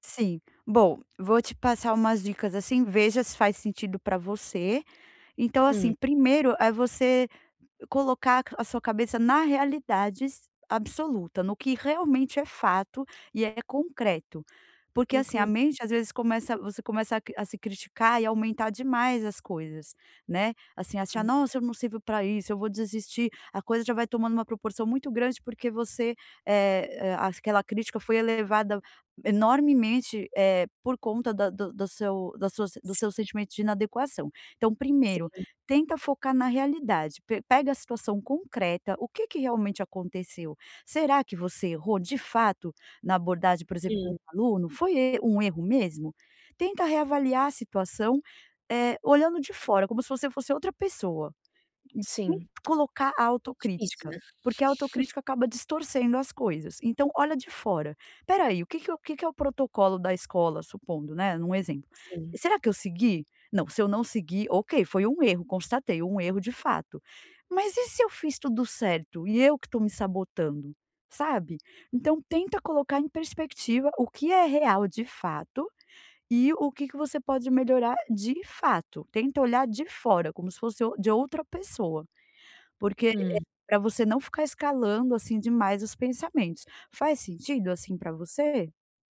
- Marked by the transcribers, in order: other background noise; tapping; chuckle
- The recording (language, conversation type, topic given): Portuguese, advice, Como posso parar de me criticar tanto quando me sinto rejeitado ou inadequado?
- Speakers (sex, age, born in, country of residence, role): female, 25-29, Brazil, France, user; female, 40-44, Brazil, United States, advisor